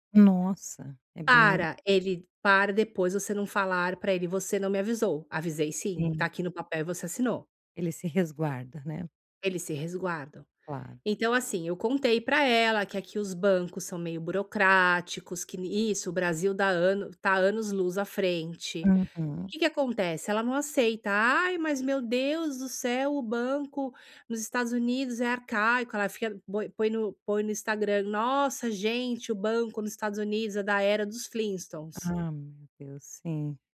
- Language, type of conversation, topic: Portuguese, advice, Como posso manter limites saudáveis ao apoiar um amigo?
- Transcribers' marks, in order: tapping